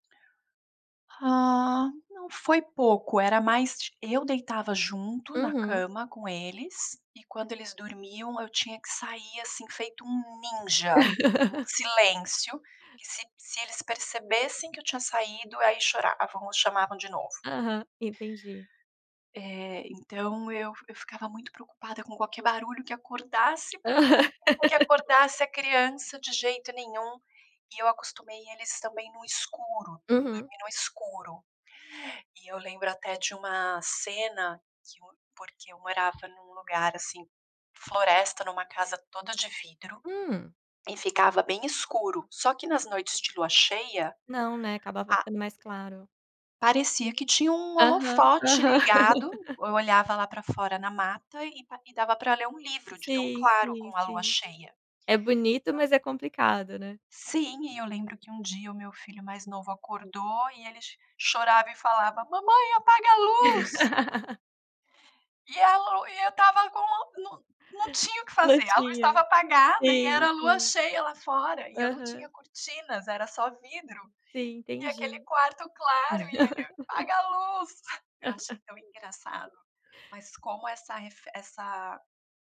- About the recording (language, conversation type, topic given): Portuguese, podcast, Quais rituais ajudam você a dormir melhor?
- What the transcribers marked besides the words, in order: laugh; laughing while speaking: "Aham"; other background noise; tapping; laugh; put-on voice: "Mamãe, apaga a luz"; laugh; laugh